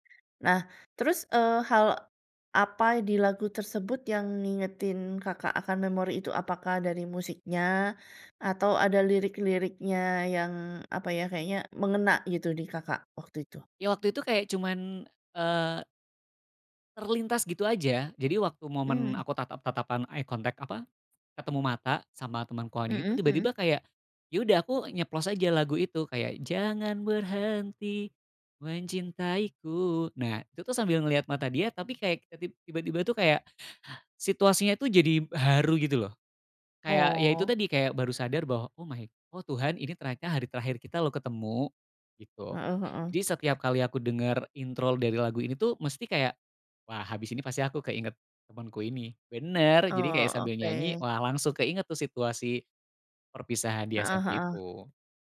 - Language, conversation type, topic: Indonesian, podcast, Lagu apa yang selalu membuat kamu merasa nostalgia, dan mengapa?
- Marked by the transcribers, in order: in English: "eye contact"; singing: "jangan berhenti mencintaiku"; in English: "my"